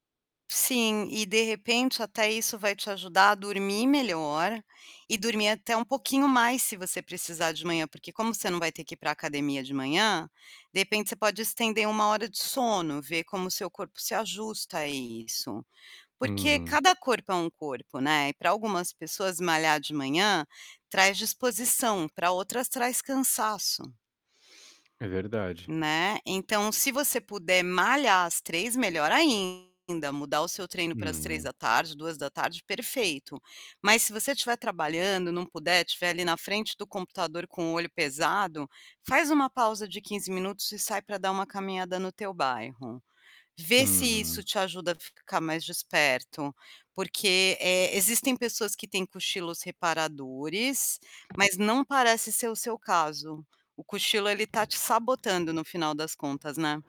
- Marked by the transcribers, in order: tapping; distorted speech; other background noise; static
- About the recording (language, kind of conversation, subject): Portuguese, advice, Como posso evitar que cochilos longos durante o dia atrapalhem o sono noturno?